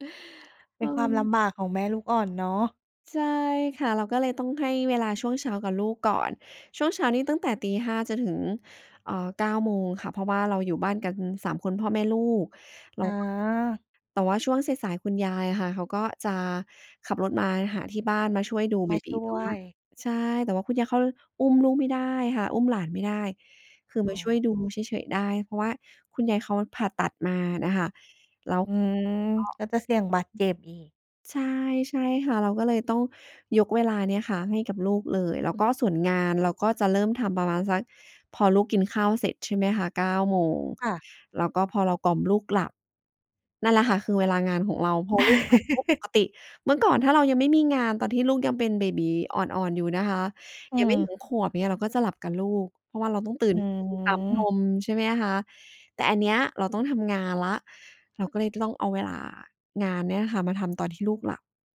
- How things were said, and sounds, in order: other background noise; tapping
- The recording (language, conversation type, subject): Thai, podcast, คุณมีวิธีหาความสมดุลระหว่างงานกับครอบครัวอย่างไร?